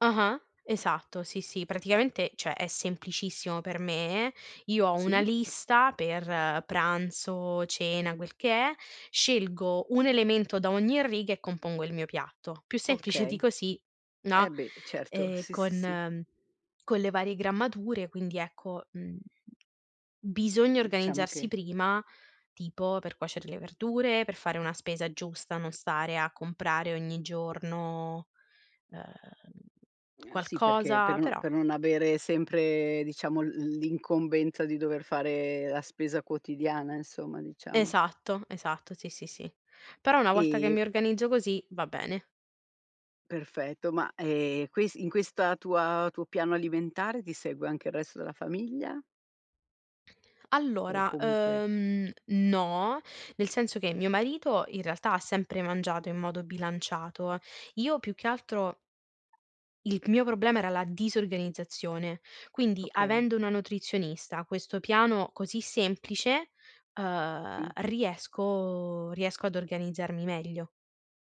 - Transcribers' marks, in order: other background noise
- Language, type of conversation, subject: Italian, podcast, Come prepari piatti nutrienti e veloci per tutta la famiglia?